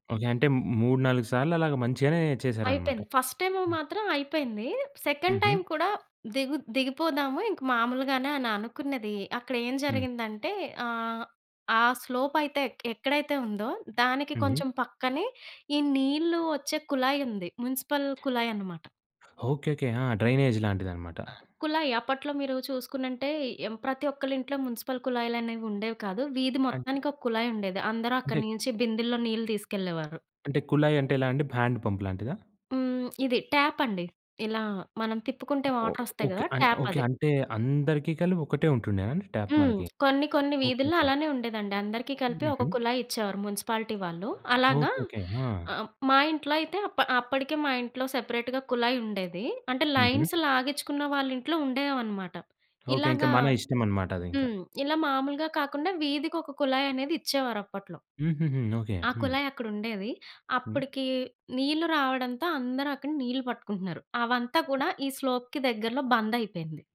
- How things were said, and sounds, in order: in English: "ఫస్ట్"; in English: "సెకండ్ టైమ్"; tapping; in English: "మున్సిపల్"; in English: "డ్రైనేజ్"; other background noise; in English: "మున్సిపల్"; in English: "బ్యాండ్"; in English: "ట్యాప్"; other noise; in English: "మున్సిపాలిటీ"; in English: "సెపరేట్‌గా"; in English: "లైన్స్"; in English: "స్లోప్‌కి"
- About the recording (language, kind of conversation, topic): Telugu, podcast, ఒక ప్రమాదం తర్వాత మీలో వచ్చిన భయాన్ని మీరు ఎలా జయించారు?